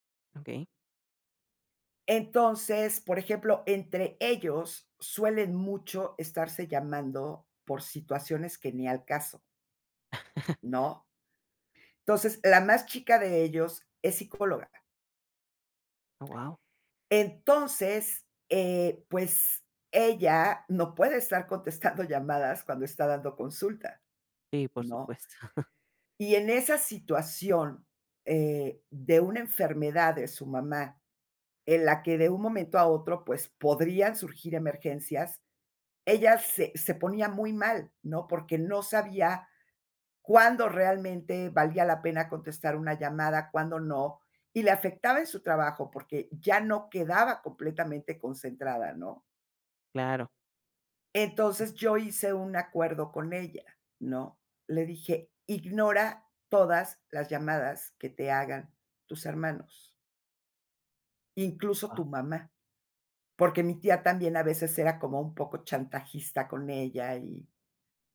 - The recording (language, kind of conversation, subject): Spanish, podcast, ¿Cómo decides cuándo llamar en vez de escribir?
- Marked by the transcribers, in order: chuckle; laughing while speaking: "contestando"; laughing while speaking: "supuesto"; other noise